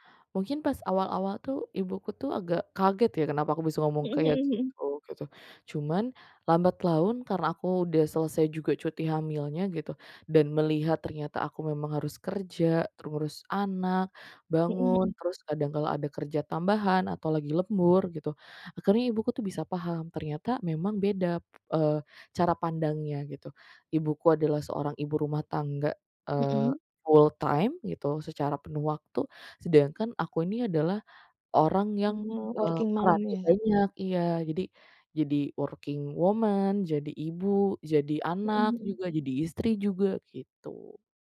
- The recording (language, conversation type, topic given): Indonesian, podcast, Bagaimana cara kamu menjaga kesehatan mental saat sedang dalam masa pemulihan?
- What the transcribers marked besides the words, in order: in English: "full time"; in English: "working mom"; in English: "working woman"